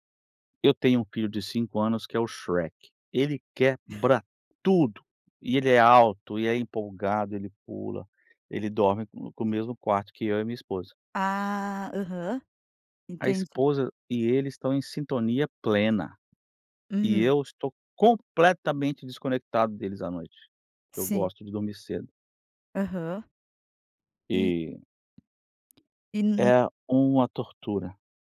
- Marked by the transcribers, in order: chuckle; stressed: "quebra"; tapping
- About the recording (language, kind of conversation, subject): Portuguese, advice, Como o uso de eletrônicos à noite impede você de adormecer?